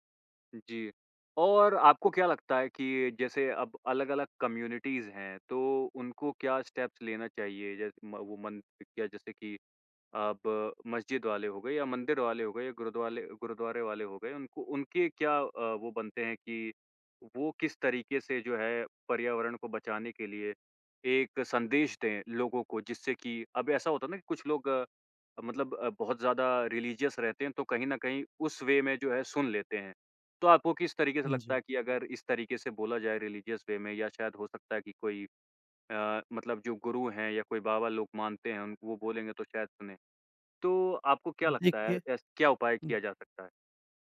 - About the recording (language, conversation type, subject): Hindi, podcast, त्योहारों को अधिक पर्यावरण-अनुकूल कैसे बनाया जा सकता है?
- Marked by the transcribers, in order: in English: "कम्युनिटीज़"; in English: "स्टेप्स"; in English: "रिलीजियस"; in English: "वे"; in English: "रिलीजियस वे"